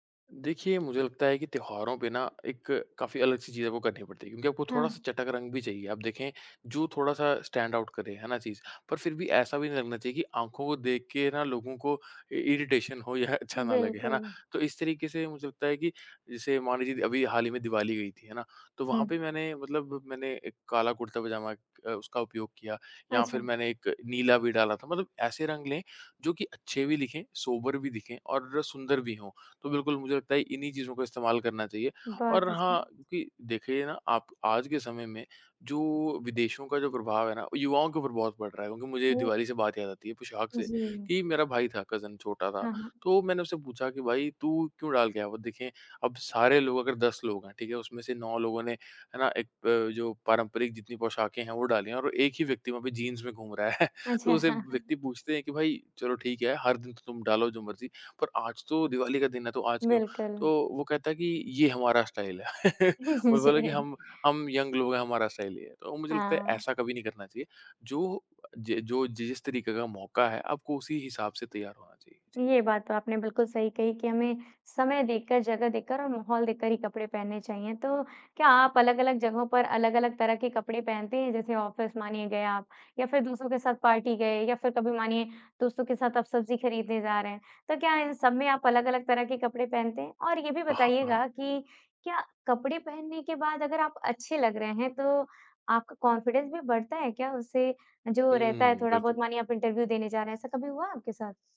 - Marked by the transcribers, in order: in English: "स्टैंड आउट"; in English: "इ इरिटेशन"; in English: "सोबर"; in English: "कज़िन"; laughing while speaking: "हाँ, हाँ"; laughing while speaking: "है"; in English: "स्टाइल"; chuckle; laugh; laughing while speaking: "जी"; in English: "यंग"; in English: "स्टाइल"; in English: "ऑफ़िस"; in English: "पार्टी"; in English: "कॉन्फिडेंस"; in English: "इंटरव्यू"
- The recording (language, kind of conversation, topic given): Hindi, podcast, फैशन के रुझानों का पालन करना चाहिए या अपना खुद का अंदाज़ बनाना चाहिए?